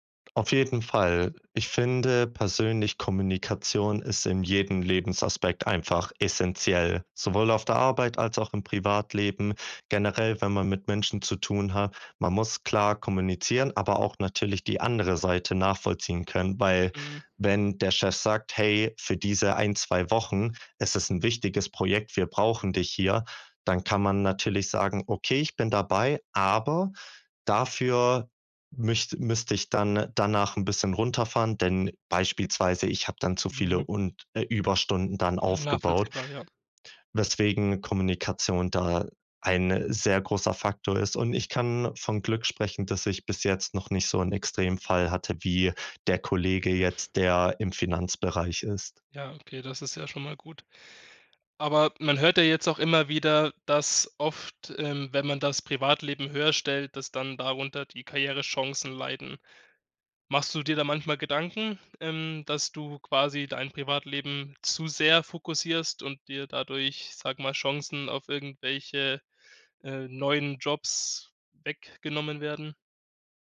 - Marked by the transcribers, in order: stressed: "aber"
- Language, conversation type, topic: German, podcast, Wie entscheidest du zwischen Beruf und Privatleben?